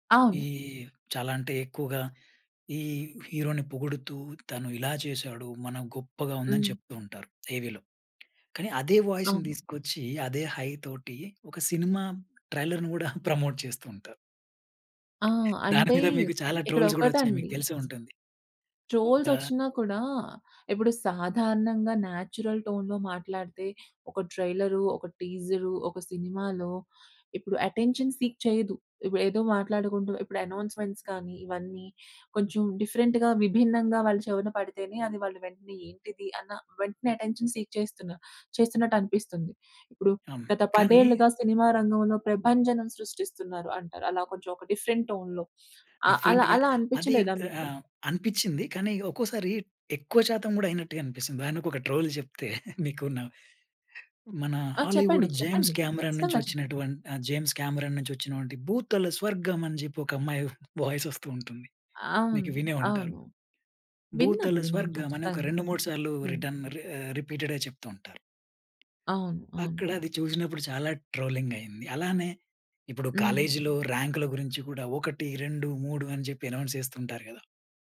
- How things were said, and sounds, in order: in English: "హీరో‌ని"; other background noise; in English: "వాయిస్‌ని"; in English: "హై"; in English: "ట్రైలర్‌ని"; in English: "ప్రమోట్"; in English: "ట్రోల్స్"; in English: "ట్రోల్‌సొచ్చినా"; in English: "న్యాచురల్ టోన్‌లో"; in English: "అటెన్షన్ సీక్"; in English: "అనౌన్స్‌మెంట్స్"; in English: "డిఫరెంట్‌గా"; in English: "అటెన్షన్ సీక్"; in English: "డిఫరెంట్ టోన్‌లో"; in English: "డిఫరెంట్‌గా"; in English: "ట్రోల్"; chuckle; in English: "హాలీవుడ్"; giggle; in English: "వాయిస్"; in English: "రిటర్న్ రి రిపీటెడ్‌గా"; in English: "ట్రోలింగ్"; in English: "అనౌన్స్"
- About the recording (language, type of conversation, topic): Telugu, podcast, సబ్‌టైటిల్స్ మరియు డబ్బింగ్‌లలో ఏది ఎక్కువగా బాగా పనిచేస్తుంది?